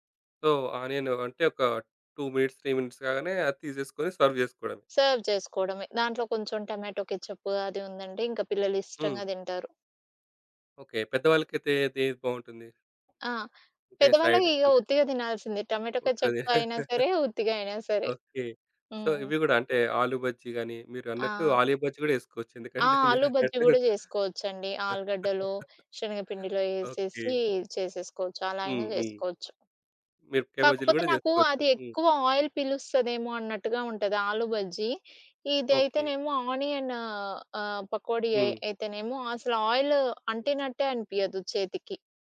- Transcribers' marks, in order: in English: "సో"; in English: "టూ మినిట్స్, త్రీ మినిట్స్"; in English: "సర్వ్"; in English: "సర్వ్"; in English: "సైడ్"; in English: "టమాటో కేచెప్"; chuckle; in English: "సో"; chuckle; other background noise; laugh; in English: "ఆయిల్"; in English: "ఆనియన్"; in English: "ఆయిల్"
- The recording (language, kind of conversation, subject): Telugu, podcast, ఒక చిన్న బడ్జెట్‌లో పెద్ద విందు వంటకాలను ఎలా ప్రణాళిక చేస్తారు?